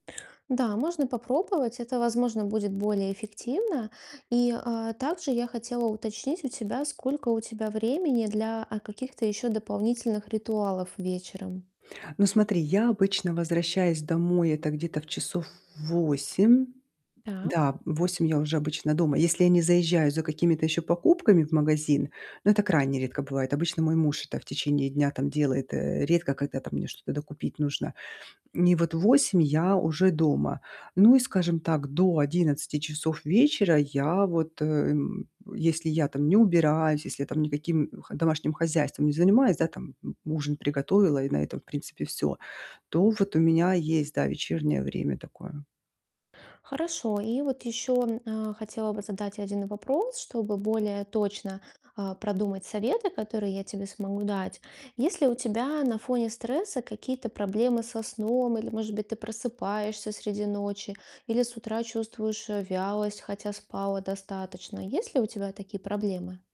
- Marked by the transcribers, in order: distorted speech; grunt
- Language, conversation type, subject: Russian, advice, Как уменьшить вечерний стресс с помощью простых действий?